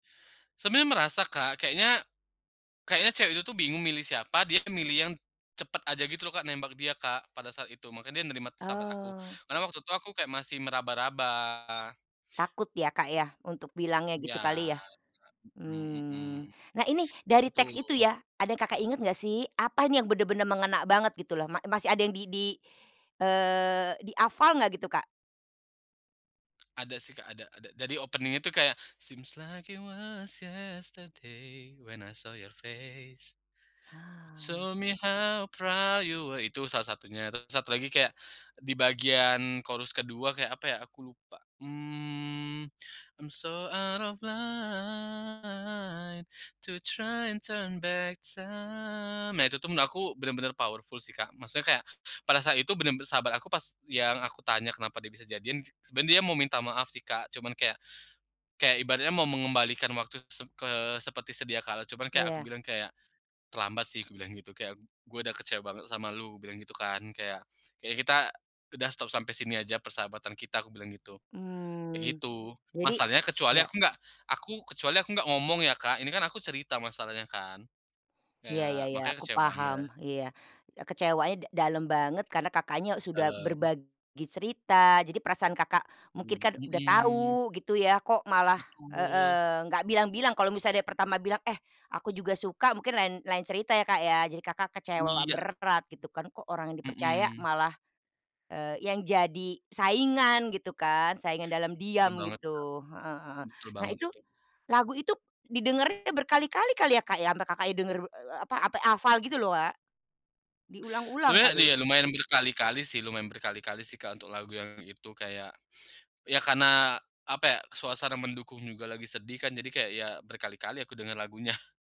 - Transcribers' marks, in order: tapping; other background noise; in English: "opening"; singing: "seem's like you was yesterday … how proud you"; in English: "seem's like you was yesterday … how proud you"; in English: "chorus"; singing: "I'm so out of light to try turn back to"; in English: "I'm so out of light to try turn back to"; in English: "powerful"; chuckle
- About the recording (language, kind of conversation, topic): Indonesian, podcast, Lagu apa yang menurutmu paling menggambarkan perjalanan hidupmu?